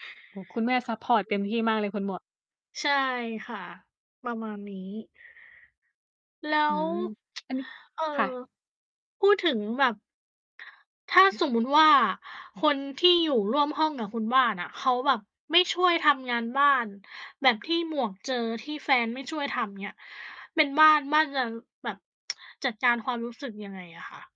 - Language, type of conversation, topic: Thai, unstructured, คุณรู้สึกอย่างไรเมื่อคนในบ้านไม่ช่วยทำงานบ้าน?
- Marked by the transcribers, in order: unintelligible speech; tsk; other background noise; tsk